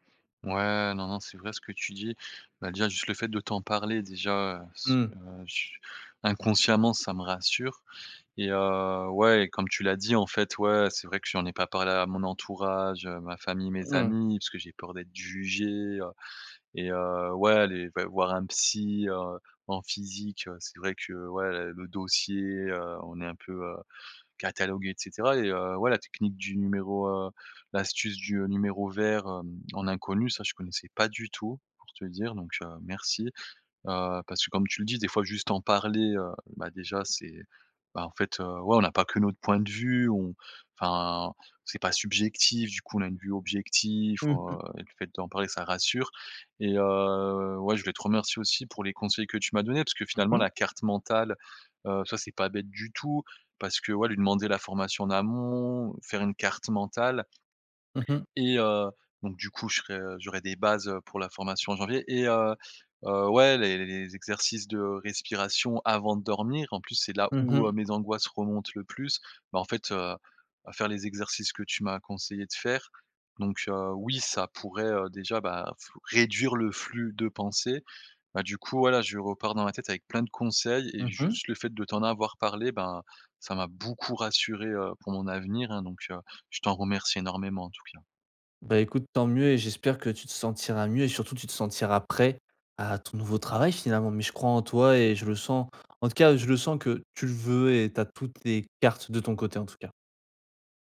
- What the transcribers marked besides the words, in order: other background noise; stressed: "prêt"
- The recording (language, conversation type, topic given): French, advice, Comment avancer malgré la peur de l’inconnu sans se laisser paralyser ?